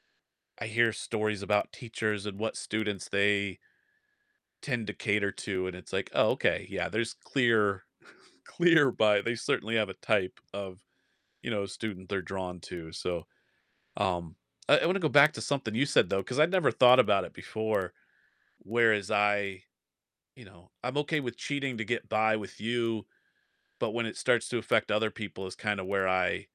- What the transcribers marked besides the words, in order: distorted speech; chuckle; laughing while speaking: "clear bi"; static; tapping
- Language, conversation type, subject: English, unstructured, How do you feel about cheating at school or at work?
- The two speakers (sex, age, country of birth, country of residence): male, 30-34, United States, United States; male, 45-49, United States, United States